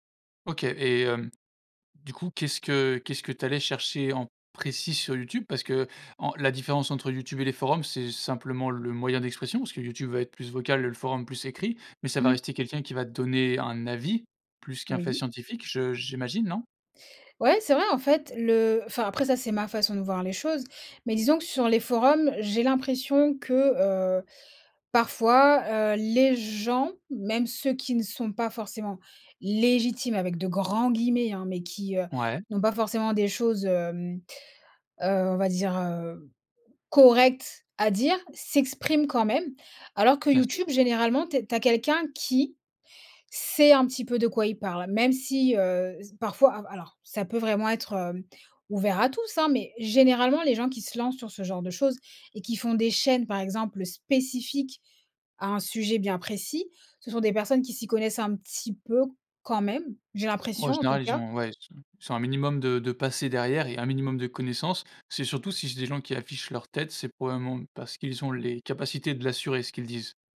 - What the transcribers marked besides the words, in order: stressed: "précis"; drawn out: "le"; drawn out: "heu"; stressed: "légitimes"; stressed: "correctes"; stressed: "sait"; stressed: "spécifiques"; stressed: "quand même"
- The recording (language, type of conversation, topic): French, podcast, Tu as des astuces pour apprendre sans dépenser beaucoup d’argent ?
- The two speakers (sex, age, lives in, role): female, 30-34, France, guest; male, 25-29, France, host